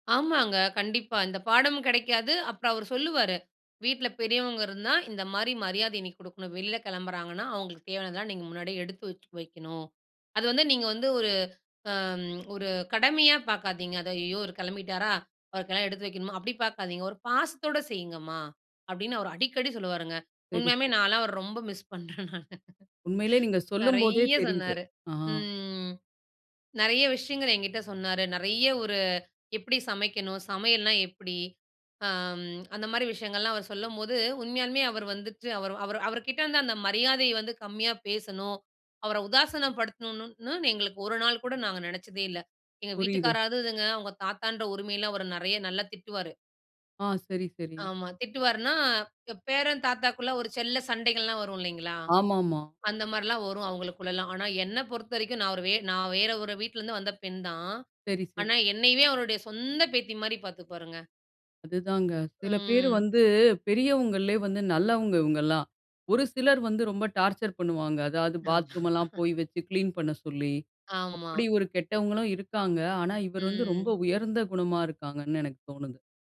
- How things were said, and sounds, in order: laughing while speaking: "ரொம்ப மிஸ் பண்ணுறேன் நானு"; in English: "மிஸ்"; drawn out: "ம்"; in English: "டார்ச்சர்"; laughing while speaking: "ஆமா"; in English: "கிளீன்"
- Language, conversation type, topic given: Tamil, podcast, வயது வந்தவர்களை கௌரவிக்கும் பழக்கம் உங்கள் வீட்டில் எப்படி இருக்கிறது?